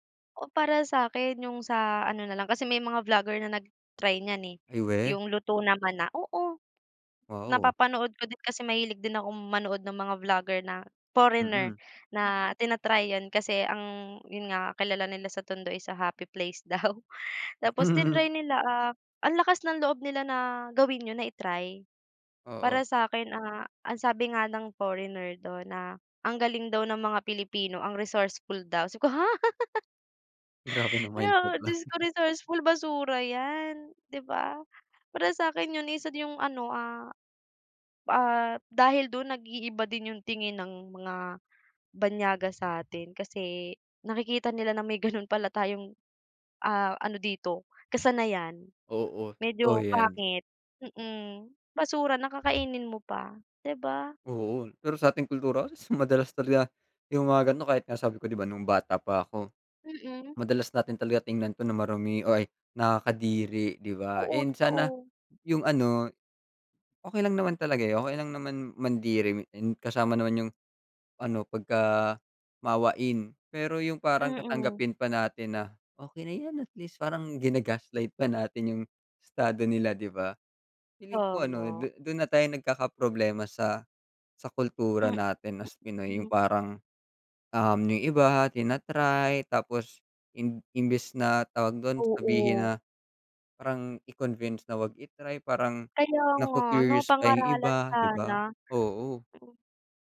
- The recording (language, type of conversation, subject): Filipino, unstructured, Ano ang reaksyon mo sa mga taong kumakain ng basura o panis na pagkain?
- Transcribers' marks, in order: chuckle; laughing while speaking: "daw"; tapping; chuckle; laugh; other background noise; unintelligible speech